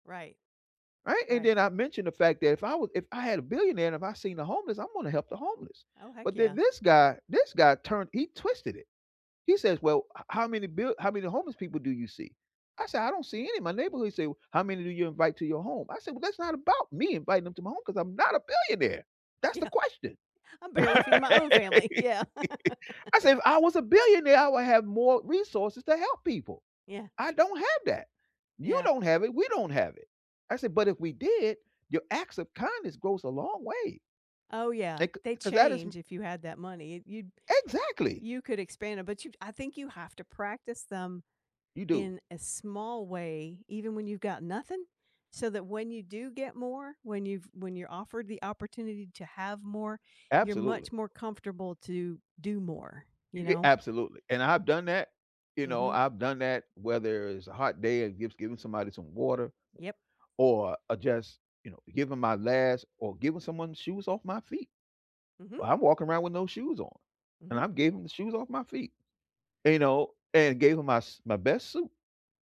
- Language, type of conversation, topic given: English, unstructured, What role does kindness play in your daily life?
- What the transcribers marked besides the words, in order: laughing while speaking: "Yeah. I'm barely feed my own family. Yeah"; laugh; other background noise